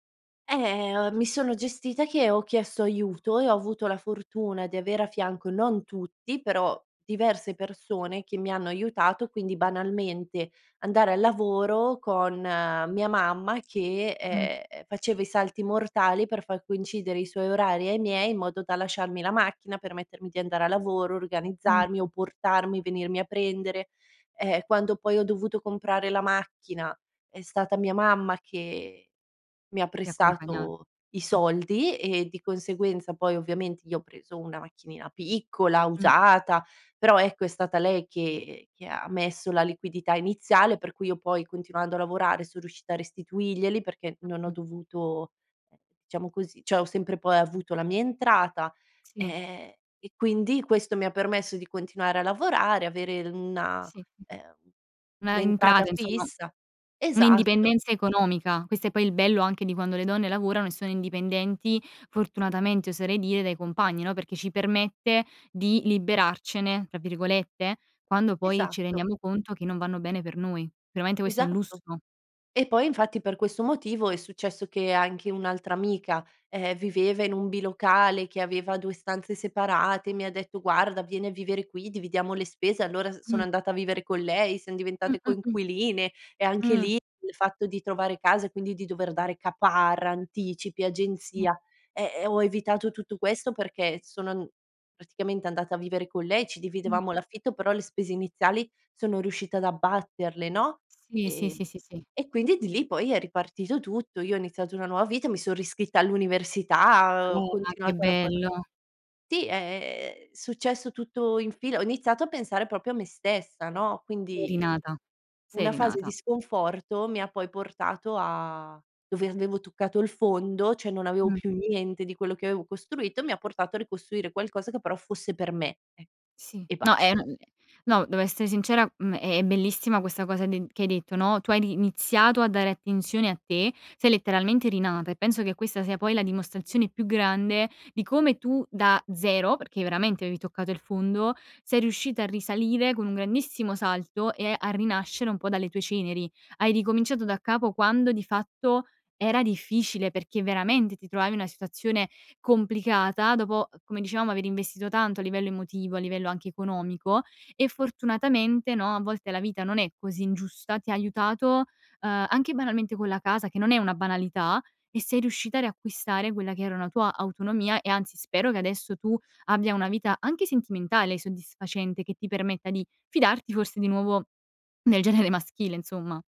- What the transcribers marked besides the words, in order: other background noise; "cioè" said as "ceh"; "cioè" said as "ceh"; tapping
- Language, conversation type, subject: Italian, podcast, Ricominciare da capo: quando ti è successo e com’è andata?